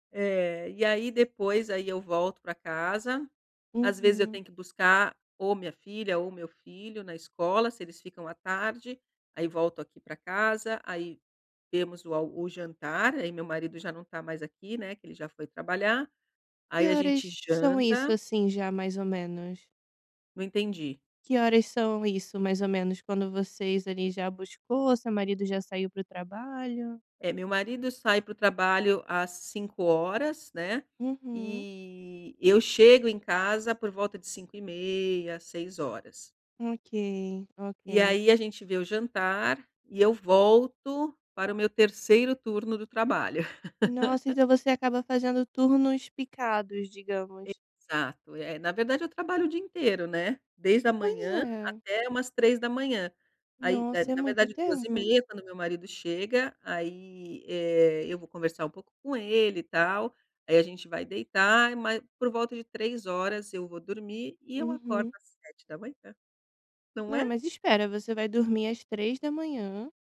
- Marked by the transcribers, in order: laugh
- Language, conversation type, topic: Portuguese, advice, Por que não consigo relaxar depois de um dia estressante?